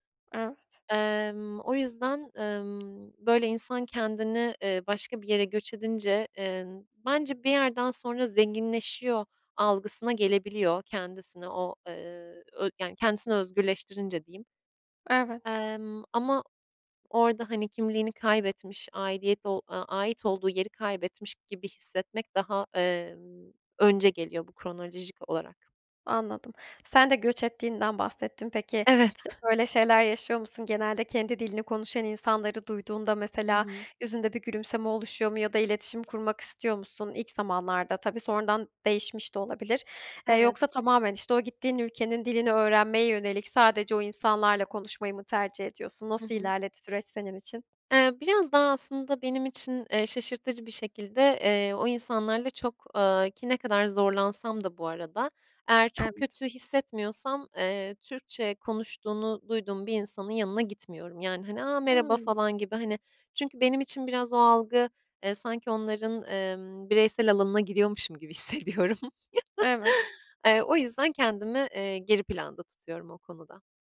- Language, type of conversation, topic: Turkish, podcast, Dil senin için bir kimlik meselesi mi; bu konuda nasıl hissediyorsun?
- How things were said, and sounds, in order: other background noise; tapping; laughing while speaking: "hissediyorum"; chuckle